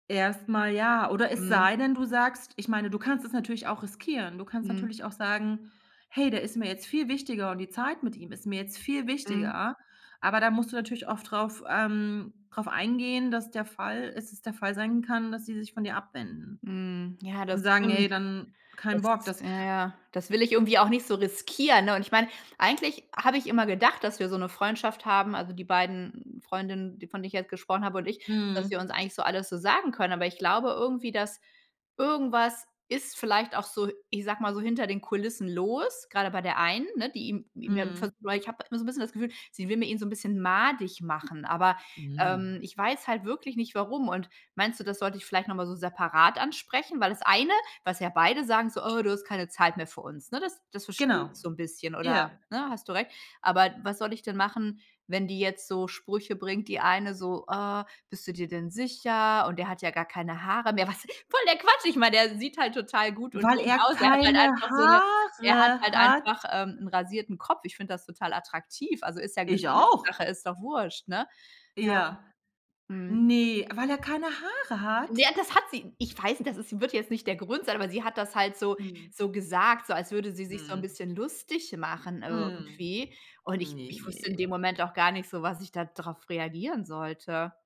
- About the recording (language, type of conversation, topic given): German, advice, Wie kann ich eine gute Balance zwischen Zeit für meinen Partner und für Freundschaften finden?
- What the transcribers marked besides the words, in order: tapping; put-on voice: "Oh, du"; put-on voice: "voll der Quatsch"; put-on voice: "Haare hat?"; drawn out: "Haare"; other background noise; drawn out: "Ne"